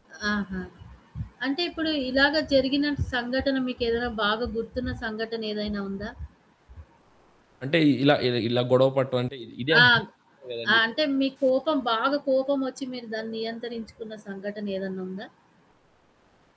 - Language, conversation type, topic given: Telugu, podcast, కోపం వచ్చిన తర్వాత మీరు దాన్ని ఎలా నియంత్రించుకుంటారు?
- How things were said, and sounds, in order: static; other background noise; distorted speech